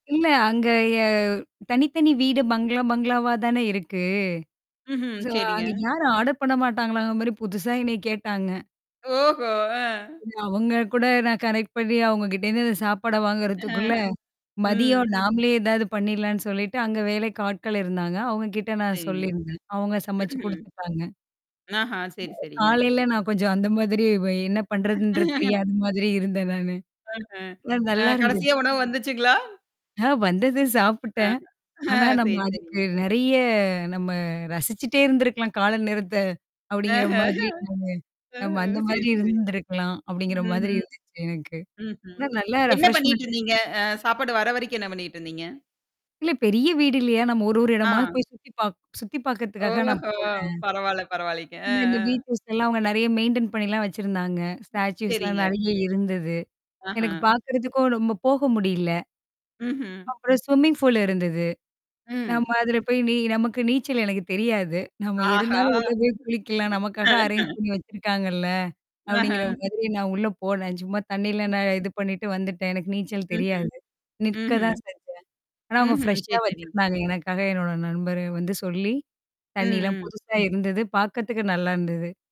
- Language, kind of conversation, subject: Tamil, podcast, ஒரு வாரம் தனியாக பொழுதுபோக்குக்கு நேரம் கிடைத்தால், அந்த நேரத்தை நீங்கள் எப்படி செலவிடுவீர்கள்?
- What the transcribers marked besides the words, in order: static; in English: "ஸோ"; in English: "கனெக்ட்"; other noise; tapping; other background noise; mechanical hum; laugh; drawn out: "நெறையா"; distorted speech; in English: "ரெஃப்ரெஸ்மென்ட்"; in English: "வீட்லல்லாம்"; in English: "மெயின்டன்"; in English: "ஸ்டாச்சூஸ்"; in English: "ஸ்விம்மிங் பூலு"; in English: "அரேஞ்"; laugh; in English: "ப்ரெஷ்ஷா"